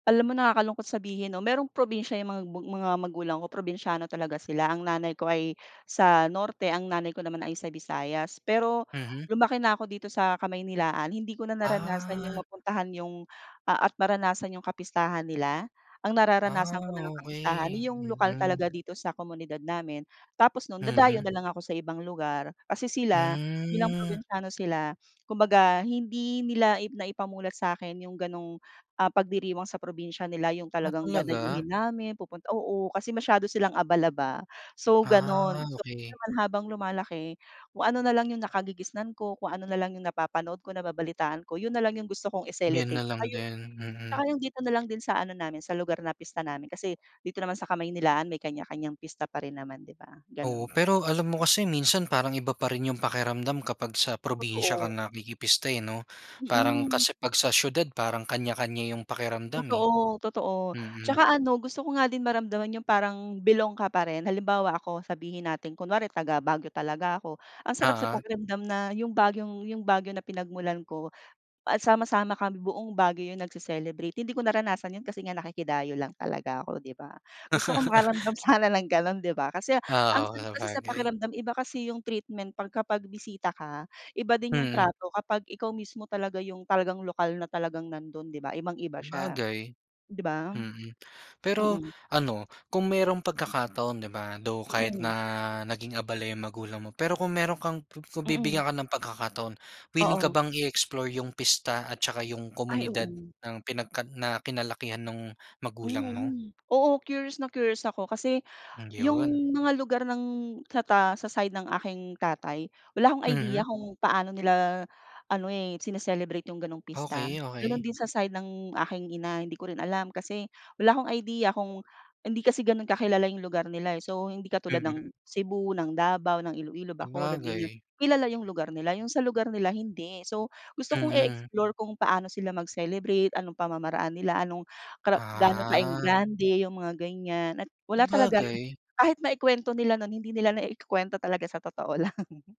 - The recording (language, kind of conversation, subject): Filipino, podcast, Ano ang paborito mong lokal na pista, at bakit?
- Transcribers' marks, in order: other background noise; sniff; tapping; laugh; chuckle; laughing while speaking: "lang"